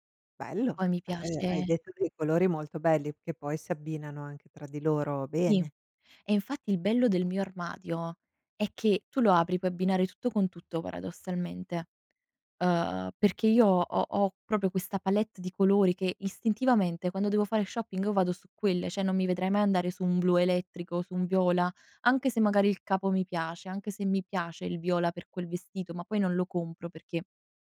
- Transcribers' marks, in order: "Sì" said as "ì"; "cioè" said as "ceh"
- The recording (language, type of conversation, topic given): Italian, podcast, Come descriveresti il tuo stile personale?